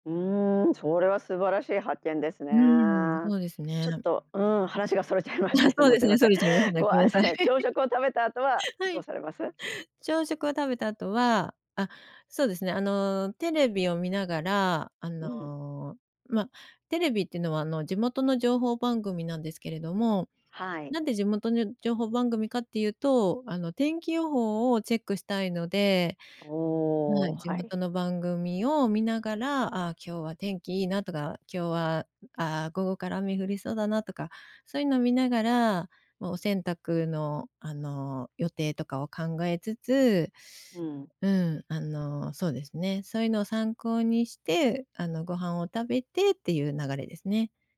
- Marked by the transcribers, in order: laughing while speaking: "話が逸れちゃいましたけど、もうすいません"; chuckle; laughing while speaking: "はい"
- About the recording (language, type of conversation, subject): Japanese, podcast, 朝のルーティンはどのようにしていますか？
- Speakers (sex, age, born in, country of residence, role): female, 50-54, Japan, Japan, host; female, 55-59, Japan, Japan, guest